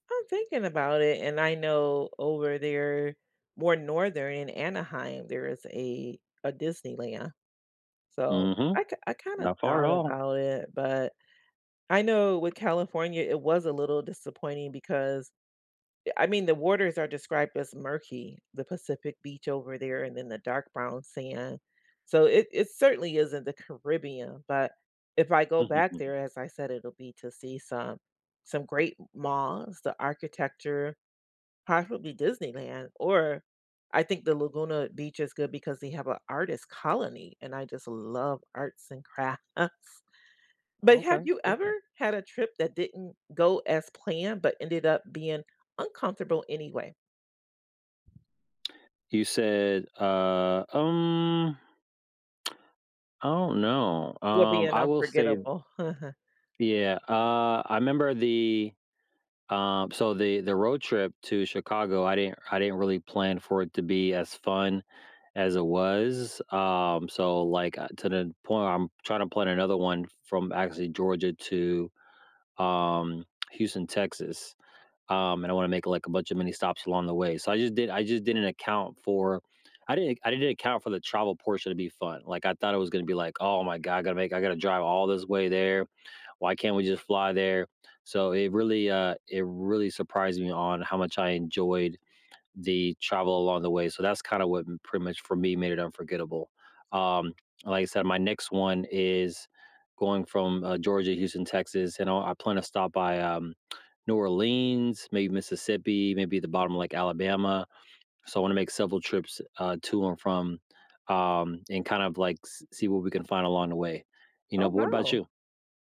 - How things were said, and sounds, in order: chuckle; laughing while speaking: "crafts"; other background noise; drawn out: "um"; background speech; chuckle; tapping
- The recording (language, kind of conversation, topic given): English, unstructured, What makes a trip unforgettable for you?
- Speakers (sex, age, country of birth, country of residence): female, 55-59, United States, United States; male, 40-44, United States, United States